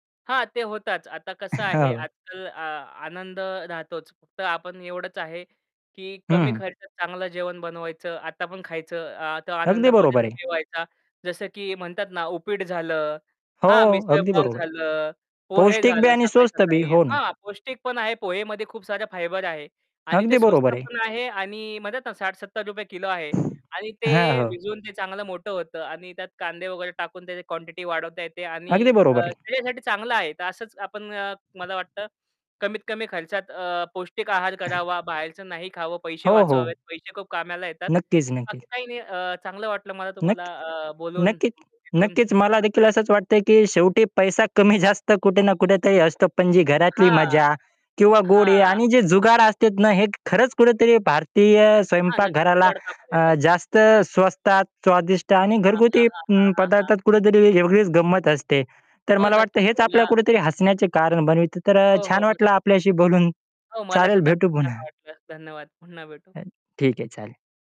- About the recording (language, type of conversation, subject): Marathi, podcast, खर्च कमी ठेवून पौष्टिक आणि चविष्ट जेवण कसे बनवायचे?
- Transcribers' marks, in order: chuckle; tapping; distorted speech; in English: "फायबर"; other background noise; chuckle; chuckle; "वेगळीच" said as "येवरीच"; "बनतात" said as "बनवीत"; laughing while speaking: "पुन्हा"